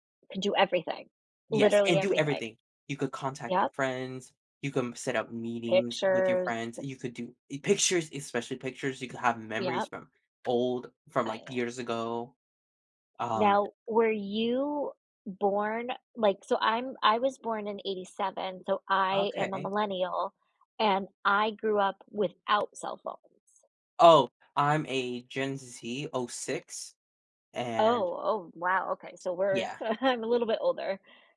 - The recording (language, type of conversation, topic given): English, unstructured, How have inventions shaped the way we live today?
- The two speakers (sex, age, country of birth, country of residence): female, 40-44, United States, United States; male, 18-19, United States, United States
- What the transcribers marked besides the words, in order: stressed: "pictures"; other background noise; tapping; chuckle